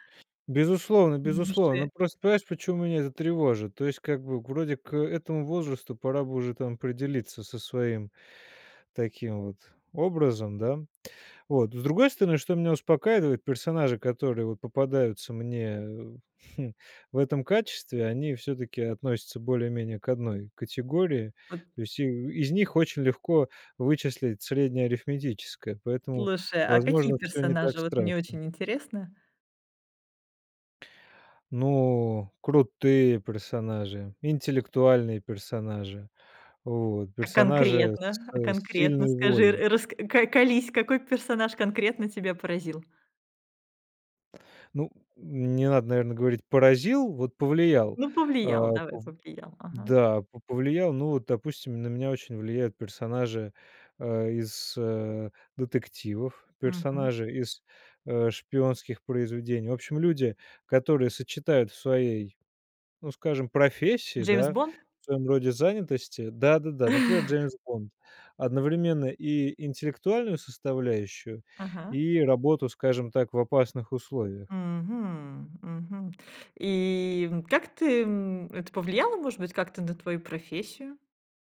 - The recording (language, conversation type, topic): Russian, podcast, Как книги и фильмы влияют на твой образ?
- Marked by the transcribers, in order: chuckle